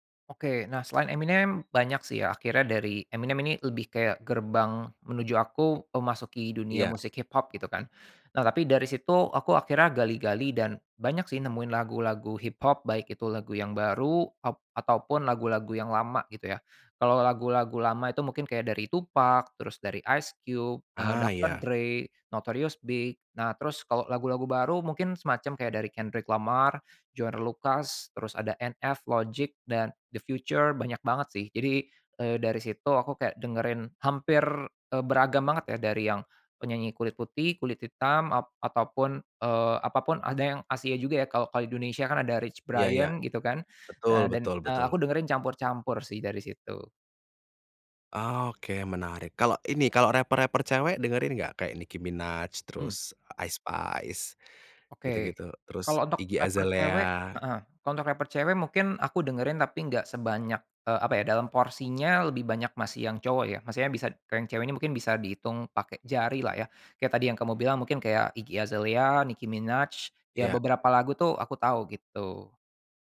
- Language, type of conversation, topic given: Indonesian, podcast, Lagu apa yang membuat kamu merasa seperti pulang atau merasa nyaman?
- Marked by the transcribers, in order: other background noise; tapping